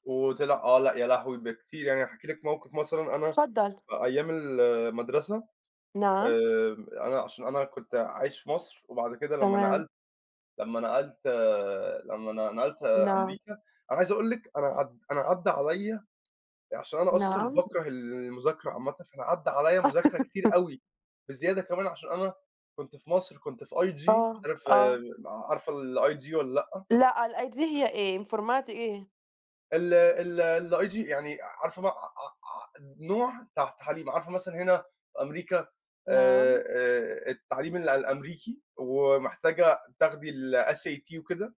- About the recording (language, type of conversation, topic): Arabic, unstructured, إيه اللي بيلهمك إنك تحقق طموحاتك؟
- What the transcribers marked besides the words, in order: tapping; laugh; in English: "IG"; in English: "الIG"; in English: "الIG"; throat clearing; in English: "الformat"; in English: "الIG"; in English: "الSAT"